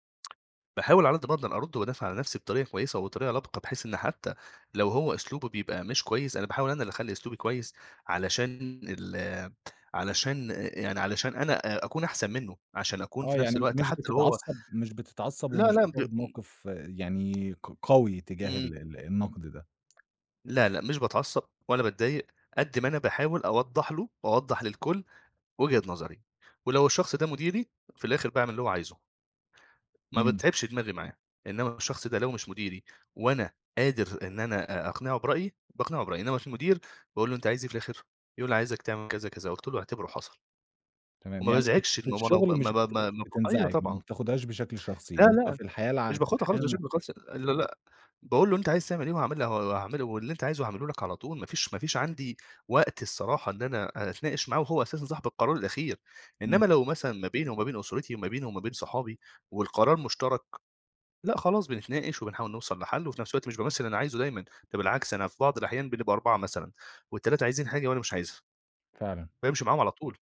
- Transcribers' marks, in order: tapping; other noise; unintelligible speech
- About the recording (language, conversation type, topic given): Arabic, podcast, إزاي بتتعامل مع النقد اللي بيقتل الحماس؟